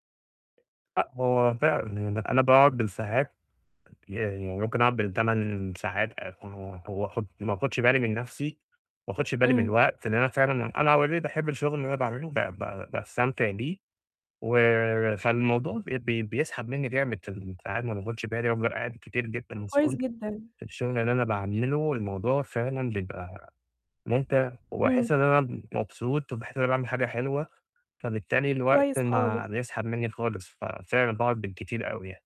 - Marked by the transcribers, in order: tapping; unintelligible speech; in English: "already"; distorted speech; static
- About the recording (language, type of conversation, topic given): Arabic, advice, إزاي أعمل روتين لتجميع المهام عشان يوفّرلي وقت؟